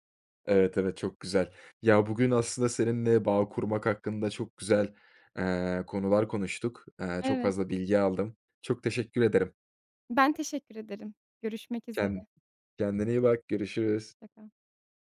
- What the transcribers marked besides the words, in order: tapping
- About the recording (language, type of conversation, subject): Turkish, podcast, İnsanlarla bağ kurmak için hangi adımları önerirsin?